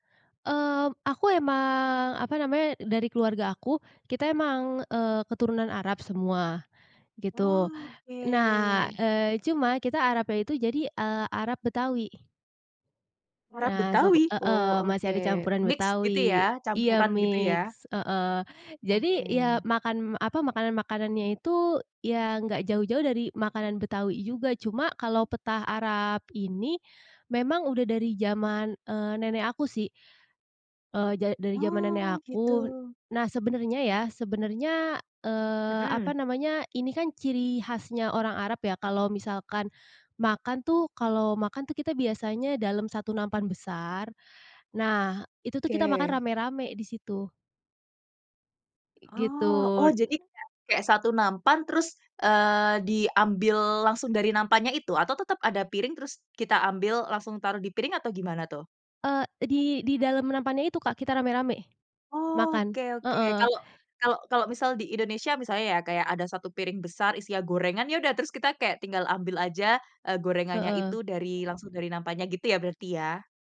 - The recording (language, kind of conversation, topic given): Indonesian, podcast, Apa makanan khas perayaan di kampung halamanmu yang kamu rindukan?
- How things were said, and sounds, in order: drawn out: "Oke"; other background noise; in English: "mix"; in English: "mix"